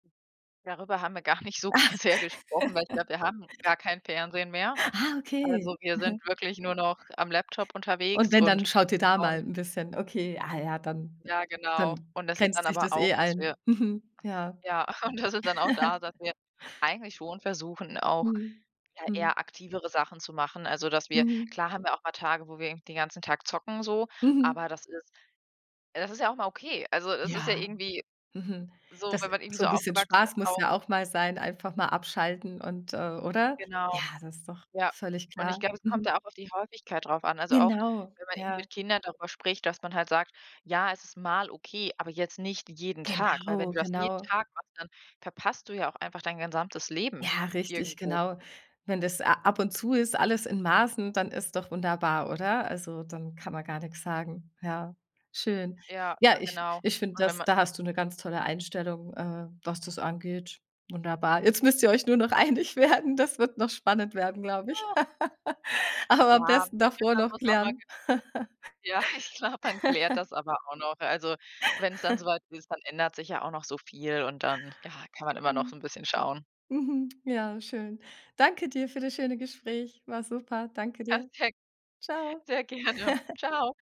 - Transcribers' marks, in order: laugh; laughing while speaking: "so g sehr gesprochen"; other background noise; tapping; laughing while speaking: "und dann sind dann auch da"; laugh; laughing while speaking: "einig werden"; laughing while speaking: "ja, ich glaube"; laugh; laugh; laughing while speaking: "sehr gerne"; laugh
- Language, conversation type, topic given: German, podcast, Wie sprichst du mit Kindern über Bildschirmzeit?